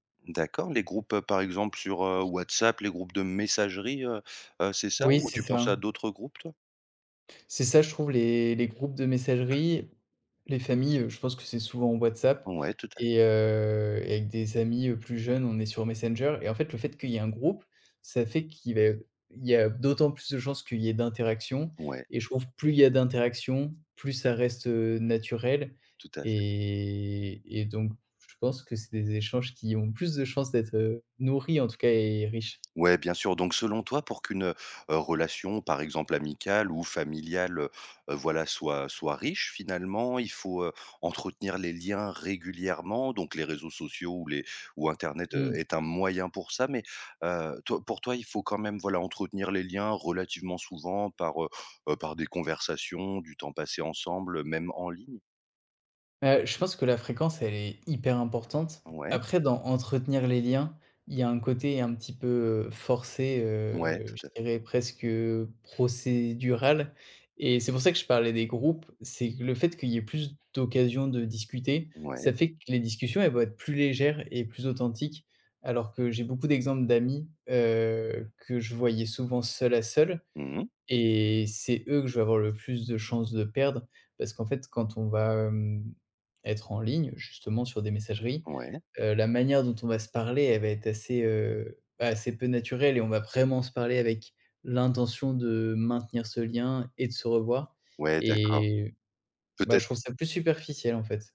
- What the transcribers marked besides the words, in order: other background noise; drawn out: "heu"; tapping; drawn out: "Et"; drawn out: "Et"
- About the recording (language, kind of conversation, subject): French, podcast, Est-ce que tu trouves que le temps passé en ligne nourrit ou, au contraire, vide les liens ?